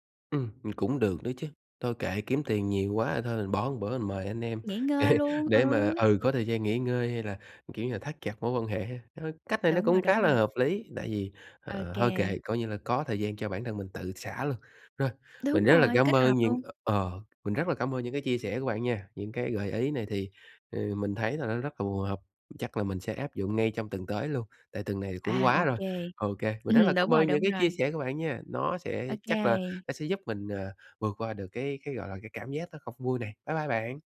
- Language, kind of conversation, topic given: Vietnamese, advice, Bạn đối phó thế nào khi bị phán xét vì lối sống khác người?
- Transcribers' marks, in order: laughing while speaking: "để"; tapping; chuckle